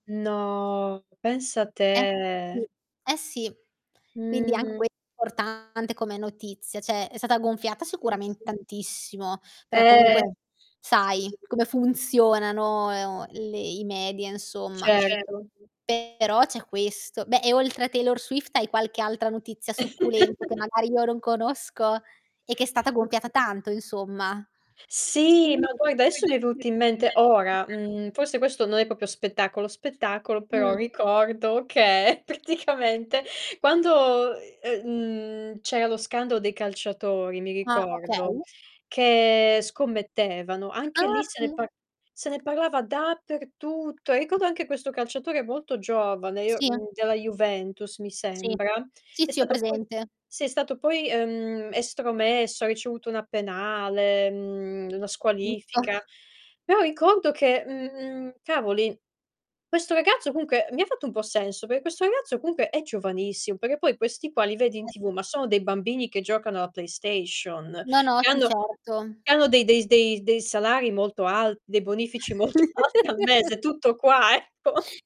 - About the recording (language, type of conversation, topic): Italian, unstructured, Ti infastidisce quando i media esagerano le notizie sullo spettacolo?
- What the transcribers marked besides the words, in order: tapping; drawn out: "No"; distorted speech; drawn out: "te"; "Cioè" said as "ceh"; other background noise; background speech; chuckle; "proprio" said as "popio"; laughing while speaking: "praticamente"; static; stressed: "dappertutto"; "comunque" said as "comunche"; "comunque" said as "comunche"; other noise; chuckle; laughing while speaking: "molto al"; laughing while speaking: "ecco"